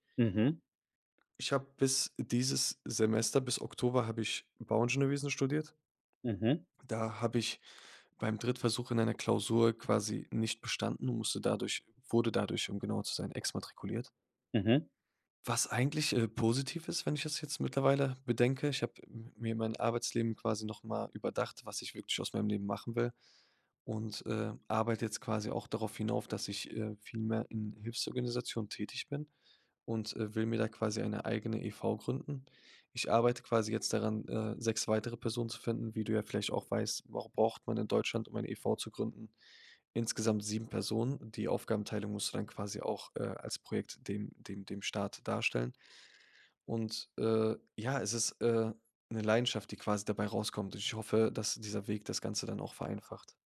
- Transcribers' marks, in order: none
- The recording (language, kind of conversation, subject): German, podcast, Was inspiriert dich beim kreativen Arbeiten?